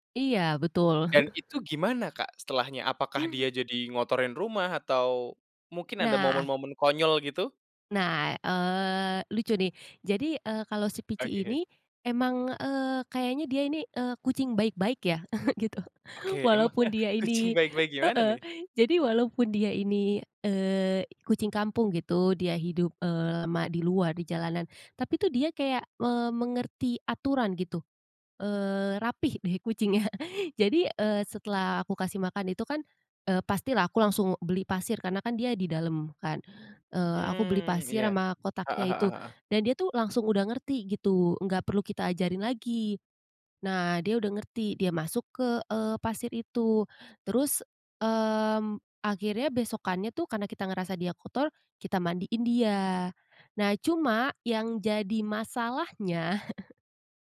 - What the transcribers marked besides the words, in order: chuckle; laughing while speaking: "Oke"; chuckle; tapping; laughing while speaking: "gitu"; laughing while speaking: "emangnya kucing"; laughing while speaking: "deh kucingnya"; other background noise; chuckle
- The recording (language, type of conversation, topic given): Indonesian, podcast, Apa kenangan terbaikmu saat memelihara hewan peliharaan pertamamu?